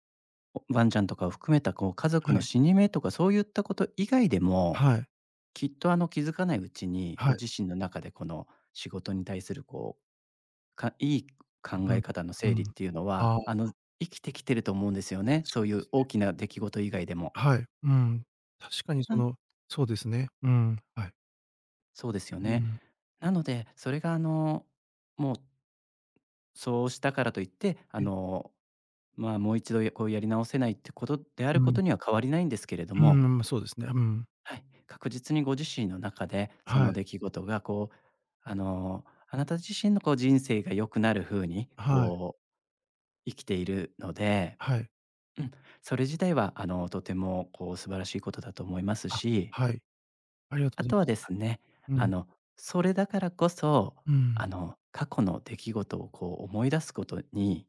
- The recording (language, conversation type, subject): Japanese, advice, 過去の出来事を何度も思い出して落ち込んでしまうのは、どうしたらよいですか？
- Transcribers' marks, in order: none